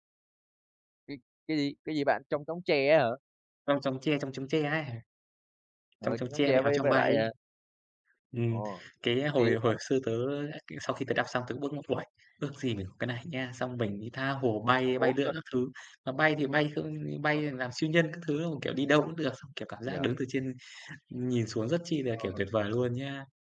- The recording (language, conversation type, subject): Vietnamese, unstructured, Bạn có ước mơ nào chưa từng nói với ai không?
- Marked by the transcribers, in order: tapping; other background noise; laugh